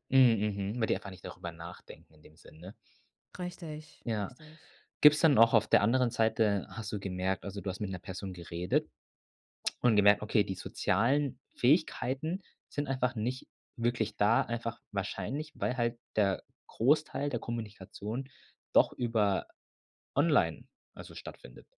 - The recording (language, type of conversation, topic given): German, podcast, Wie regelt ihr die Handynutzung beim Abendessen?
- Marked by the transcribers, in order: other background noise